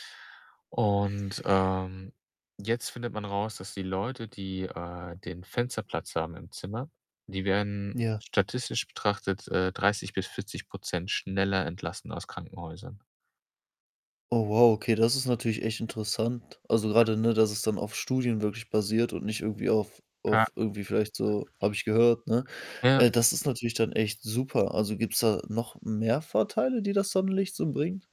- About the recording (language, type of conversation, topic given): German, podcast, Welche Jahreszeit magst du am liebsten, und warum?
- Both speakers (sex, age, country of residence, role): male, 20-24, Germany, host; male, 30-34, Germany, guest
- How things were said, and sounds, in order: distorted speech; other background noise; static